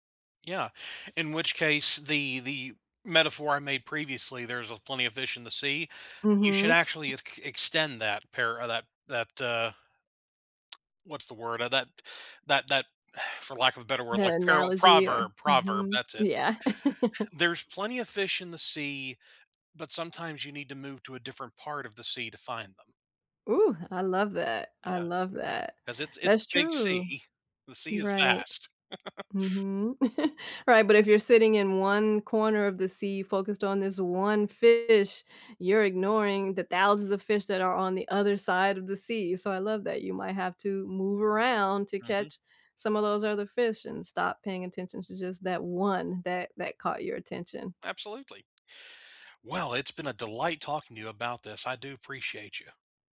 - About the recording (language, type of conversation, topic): English, unstructured, What’s the hardest thing about loving someone who doesn’t love you back?
- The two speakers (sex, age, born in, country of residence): female, 45-49, United States, United States; male, 45-49, United States, United States
- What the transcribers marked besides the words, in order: chuckle; tsk; exhale; chuckle; chuckle; chuckle